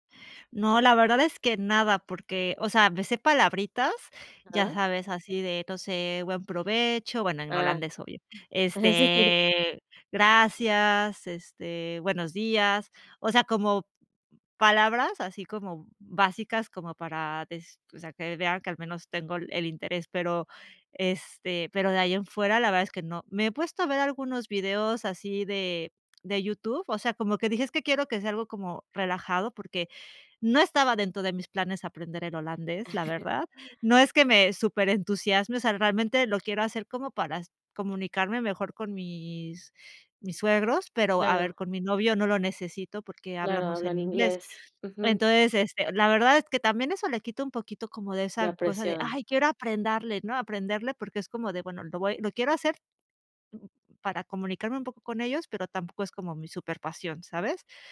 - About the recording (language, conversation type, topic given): Spanish, advice, ¿Cómo puede la barrera del idioma dificultar mi comunicación y la generación de confianza?
- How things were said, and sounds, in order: laughing while speaking: "Eh, sí"; chuckle; "aprenderle" said as "aprendarle"; other noise